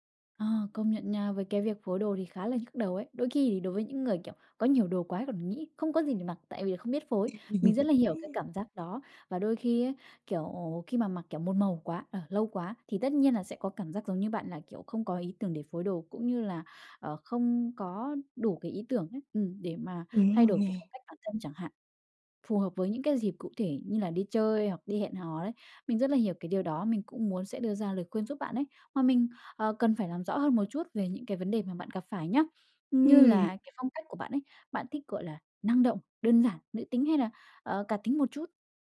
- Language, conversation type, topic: Vietnamese, advice, Làm sao để có thêm ý tưởng phối đồ hằng ngày và mặc đẹp hơn?
- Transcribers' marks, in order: laugh